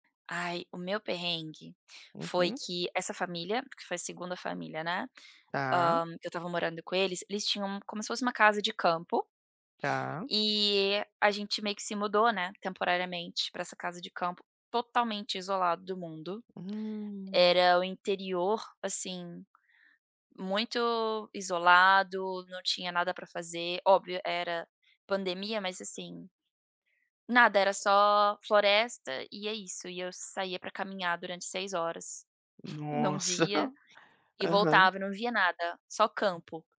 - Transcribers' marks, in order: tapping
- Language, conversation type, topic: Portuguese, podcast, Conta um perrengue que virou história pra contar?